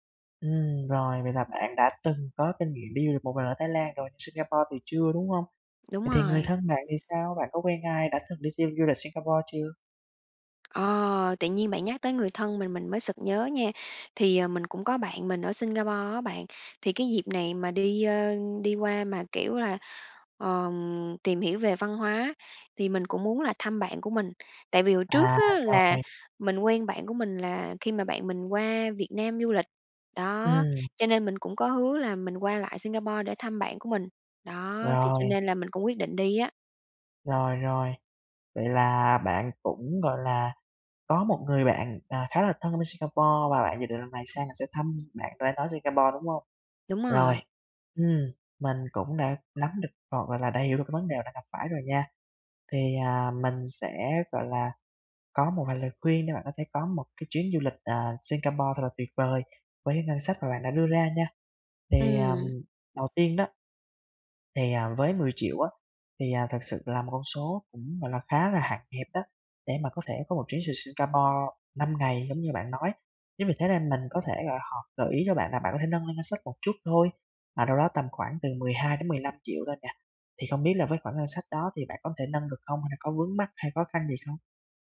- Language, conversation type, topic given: Vietnamese, advice, Làm sao để du lịch khi ngân sách rất hạn chế?
- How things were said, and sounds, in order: tapping; other background noise; unintelligible speech